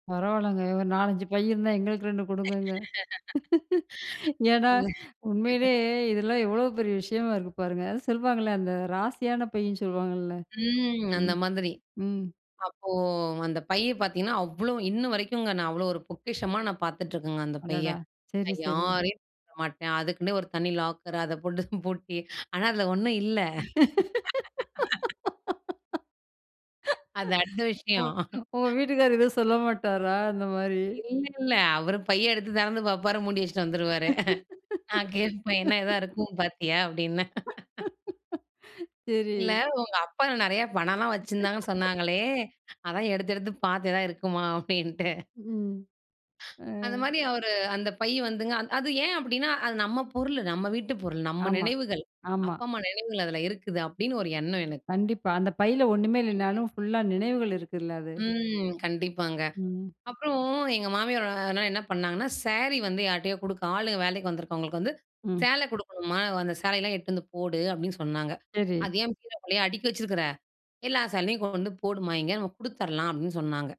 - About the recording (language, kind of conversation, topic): Tamil, podcast, வீட்டில் உள்ள பொருட்களும் அவற்றோடு இணைந்த நினைவுகளும் உங்களுக்கு சிறப்பானவையா?
- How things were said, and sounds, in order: tapping; laugh; unintelligible speech; laugh; laugh; laugh; chuckle; laugh; laugh; inhale